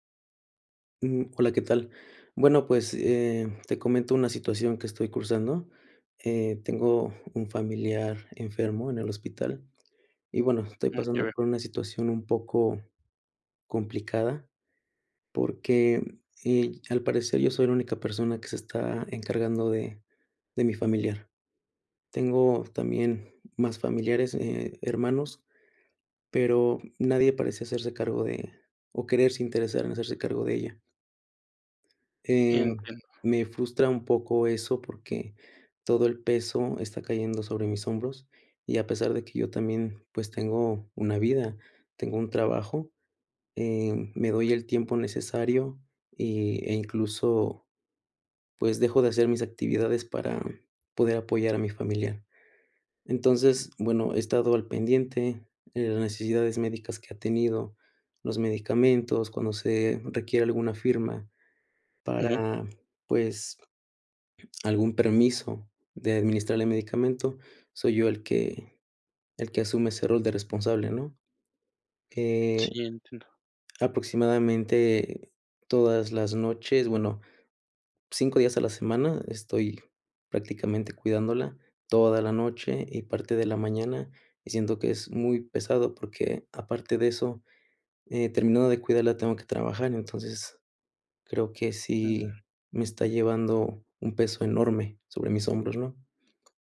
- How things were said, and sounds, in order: other background noise
- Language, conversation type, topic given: Spanish, advice, ¿Cómo puedo cuidar a un familiar enfermo que depende de mí?